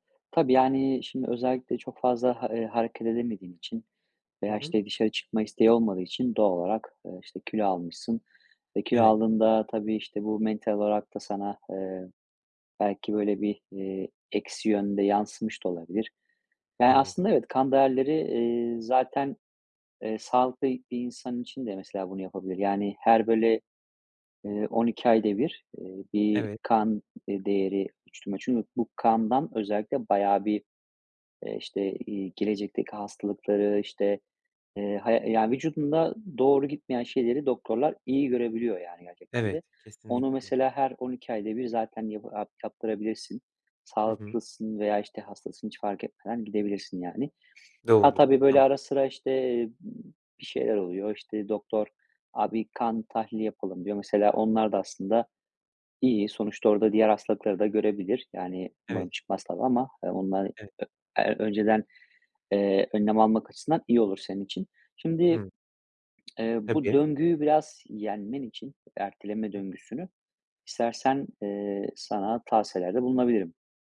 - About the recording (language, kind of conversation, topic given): Turkish, advice, Egzersize başlamakta zorlanıyorum; motivasyon eksikliği ve sürekli ertelemeyi nasıl aşabilirim?
- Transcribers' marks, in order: unintelligible speech; unintelligible speech; tsk; unintelligible speech